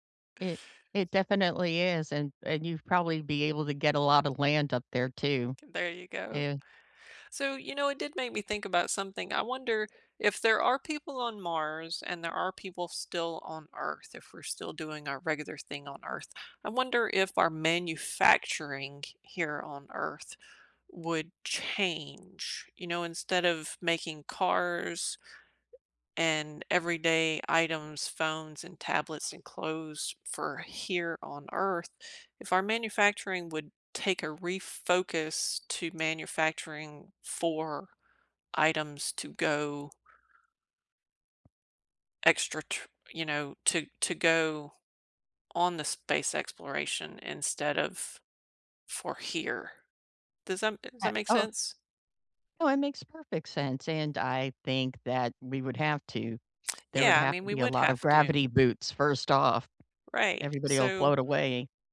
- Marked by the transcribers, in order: other background noise; tapping; lip smack
- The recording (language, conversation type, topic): English, unstructured, How do you think space exploration will shape our future?